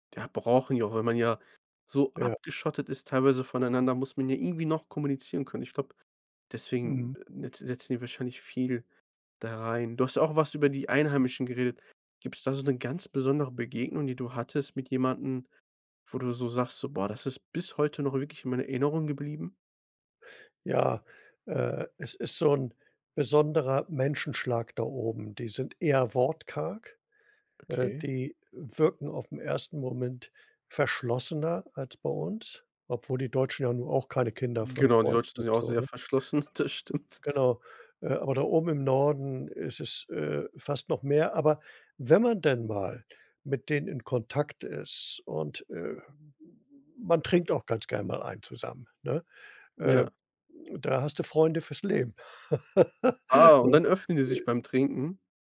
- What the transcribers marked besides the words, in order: other background noise; unintelligible speech; laughing while speaking: "Das stimmt"; chuckle
- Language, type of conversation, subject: German, podcast, Was war die eindrücklichste Landschaft, die du je gesehen hast?